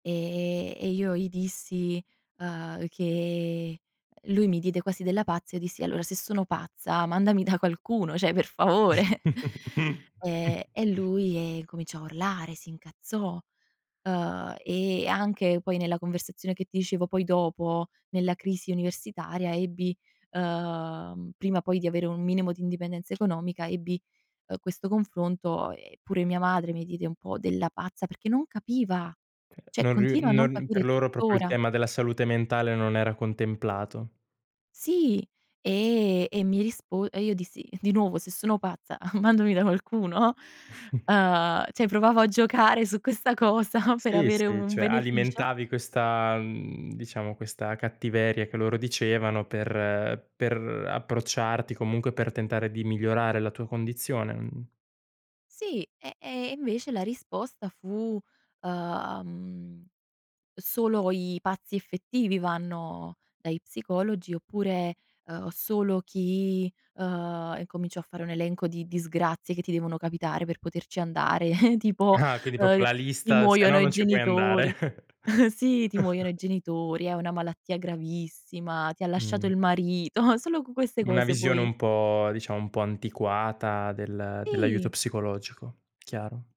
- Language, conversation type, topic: Italian, podcast, Quando ti risulta più difficile parlare apertamente con i tuoi familiari?
- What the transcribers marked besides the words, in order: drawn out: "E"; drawn out: "che"; "Cioè" said as "ceh"; chuckle; tapping; stressed: "non capiva"; "Cioè" said as "ceh"; chuckle; laughing while speaking: "mandami da qualcuno, no?"; chuckle; "cioè" said as "ceh"; laughing while speaking: "giocare su questa cosa"; chuckle; drawn out: "chi"; chuckle; "proprio" said as "popio"; chuckle; chuckle; chuckle; drawn out: "po'"